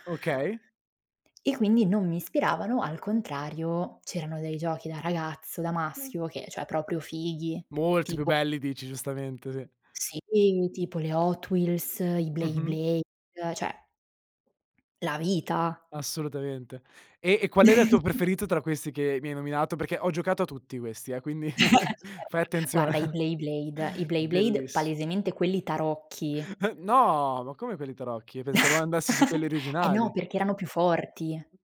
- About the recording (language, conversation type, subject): Italian, podcast, Quali giochi ti hanno ispirato quando eri bambino?
- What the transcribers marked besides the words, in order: "Beyblade" said as "Blayblade"; laugh; laugh; "Beyblade" said as "Blayblade"; laugh; "beyblade" said as "blayblade"; laugh; drawn out: "no!"; chuckle